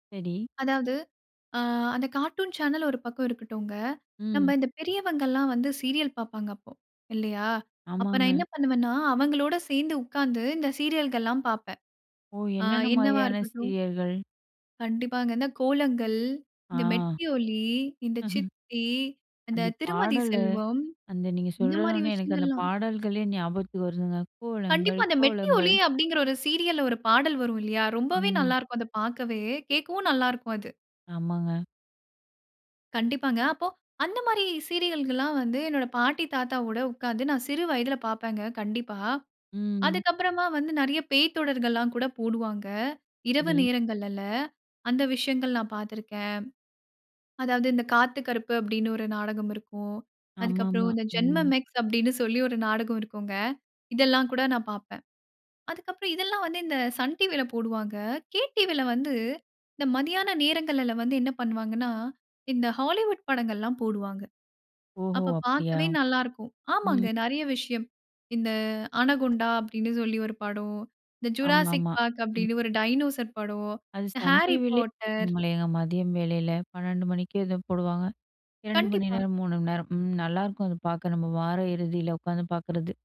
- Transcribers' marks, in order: chuckle; in English: "ஹாலிவுட்"; other noise
- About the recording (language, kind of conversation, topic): Tamil, podcast, சிறுவயதில் நீங்கள் பார்த்த தொலைக்காட்சி நிகழ்ச்சிகள் பற்றிச் சொல்ல முடியுமா?